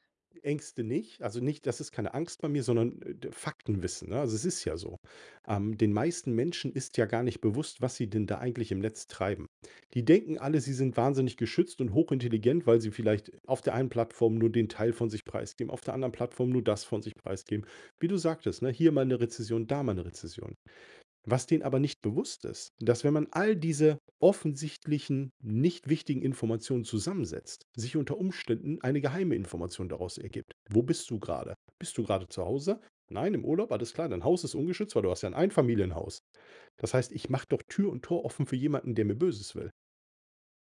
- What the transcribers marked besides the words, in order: none
- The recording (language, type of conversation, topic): German, podcast, Wie wichtig sind dir Datenschutz-Einstellungen in sozialen Netzwerken?